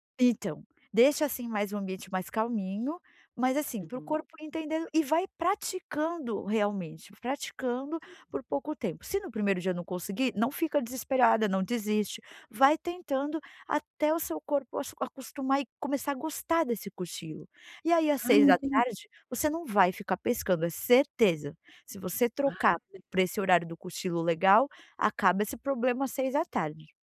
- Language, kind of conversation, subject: Portuguese, advice, Como posso usar cochilos para melhorar meu foco, minha produtividade e meu estado de alerta?
- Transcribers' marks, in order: other noise